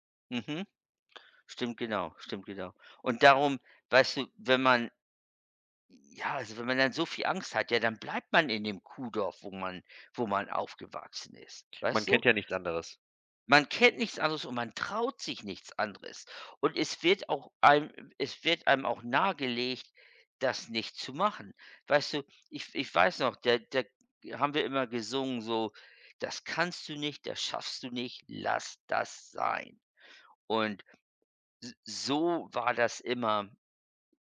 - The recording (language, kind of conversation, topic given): German, unstructured, Was motiviert dich, deine Träume zu verfolgen?
- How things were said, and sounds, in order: stressed: "traut"; put-on voice: "lass das sein"